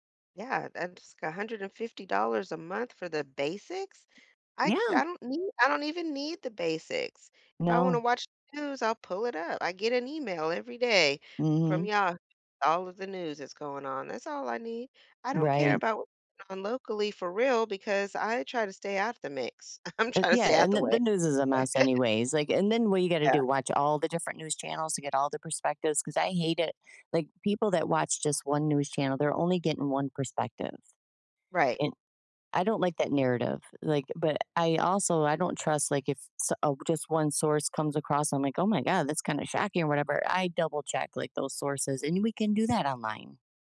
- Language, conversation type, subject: English, unstructured, How can I notice how money quietly influences my daily choices?
- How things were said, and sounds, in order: unintelligible speech; laughing while speaking: "I'm trying"; laugh